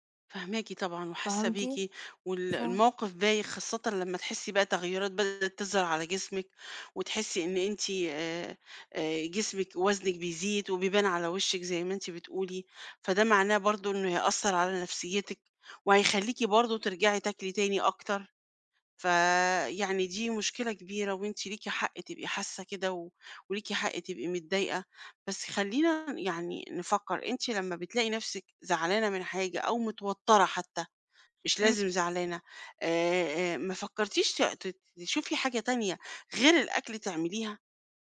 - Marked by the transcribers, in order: other background noise
- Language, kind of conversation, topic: Arabic, advice, إزاي بتتعامل مع الأكل العاطفي لما بتكون متوتر أو زعلان؟